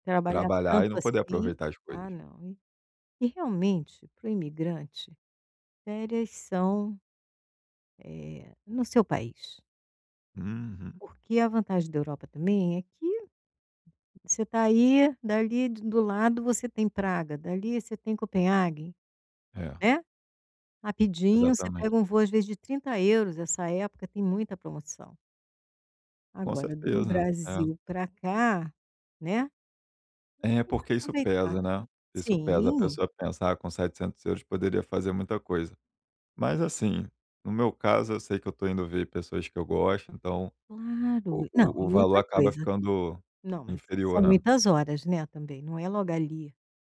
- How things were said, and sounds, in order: tapping; unintelligible speech
- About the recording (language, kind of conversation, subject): Portuguese, advice, Como posso controlar a ansiedade antes e durante viagens?